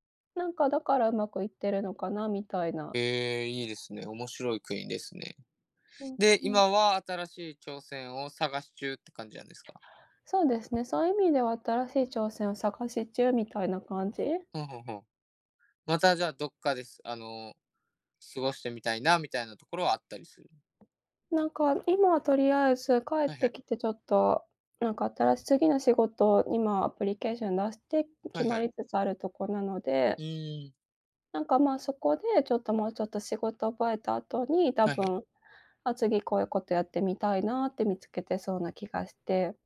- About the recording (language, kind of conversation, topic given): Japanese, unstructured, 将来、挑戦してみたいことはありますか？
- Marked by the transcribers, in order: tapping; in English: "アプリケーション"